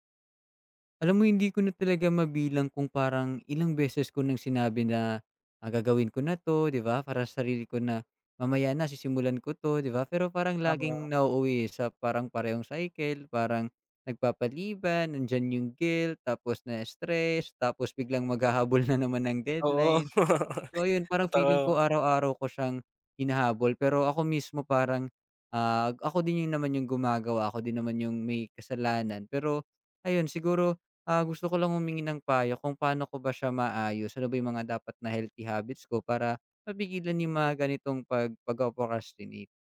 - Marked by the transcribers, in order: other background noise; tapping; laughing while speaking: "na naman"; laugh
- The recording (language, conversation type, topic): Filipino, advice, Bakit lagi mong ipinagpapaliban ang mga gawain sa trabaho o mga takdang-aralin, at ano ang kadalasang pumipigil sa iyo na simulan ang mga ito?